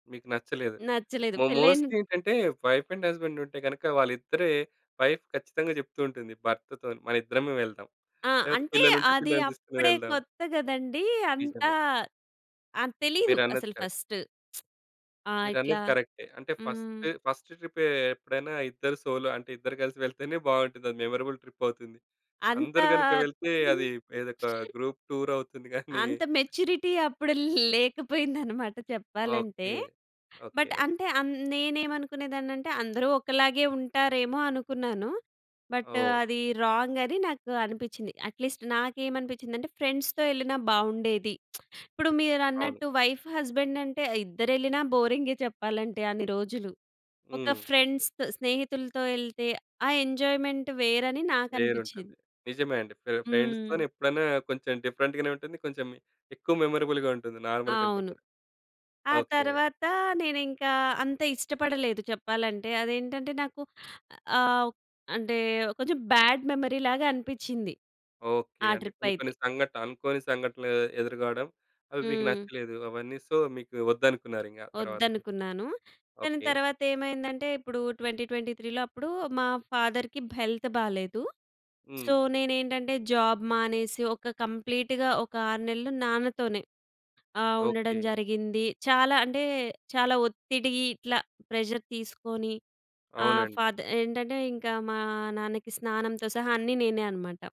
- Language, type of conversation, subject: Telugu, podcast, ప్రయాణంలో మీరు నేర్చుకున్న అత్యంత ముఖ్యమైన పాఠం ఏమిటి?
- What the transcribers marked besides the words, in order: in English: "మో మోస్ట్‌లి"; in English: "వైఫ్ అండ్ హస్బాండ్"; in English: "వైఫ్"; in English: "కరెక్ట్"; in English: "ఫస్ట్"; lip smack; in English: "ఫస్ట్, ఫస్ట్"; in English: "సోలో"; in English: "మెమరబుల్ ట్రిప్"; chuckle; in English: "గ్రూప్ టూర్"; in English: "మెచ్యూరిటీ"; in English: "బట్"; in English: "బట్"; in English: "రాంగ్"; in English: "అట్లీస్ట్"; in English: "ఫ్రెండ్స్‌తో"; lip smack; in English: "వైఫ్ హస్బాండ్"; in English: "ఫ్రెండ్స్‌తొ"; in English: "ఎంజాయ్మెంట్"; in English: "ఫ్రెండ్స్‌తోనే"; in English: "డిఫరెంట్‌గానే"; in English: "మెమరబుల్‌గా"; in English: "నార్మల్"; in English: "బ్యాడ్ మెమరీ"; in English: "ట్రిప్"; in English: "సో"; in English: "ట్వెంటీ ట్వెంటీ త్రీలో"; in English: "ఫాదర్‌కి హెల్త్"; in English: "సో"; in English: "జాబ్"; in English: "కంప్లీట్‌గా"; in English: "ప్రెషర్"; in English: "ఫాదర్"